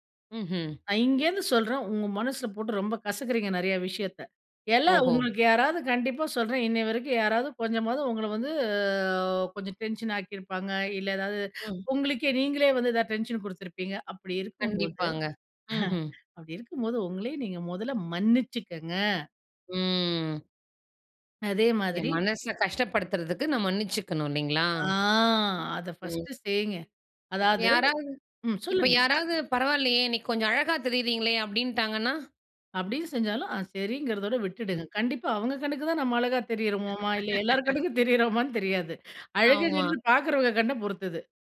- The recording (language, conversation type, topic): Tamil, podcast, மனதை அமைதியாக வைத்துக் கொள்ள உங்களுக்கு உதவும் பழக்கங்கள் என்ன?
- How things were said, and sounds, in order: other background noise; drawn out: "அ"; inhale; chuckle; drawn out: "ம்"; drawn out: "ஆ"; laugh; other noise; inhale